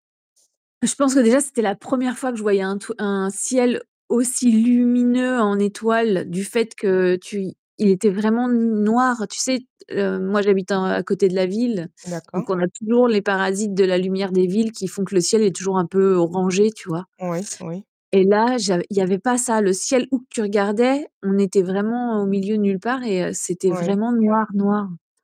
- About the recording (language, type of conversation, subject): French, podcast, Te souviens-tu d’une nuit étoilée incroyablement belle ?
- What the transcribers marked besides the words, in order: stressed: "aussi lumineux"; other background noise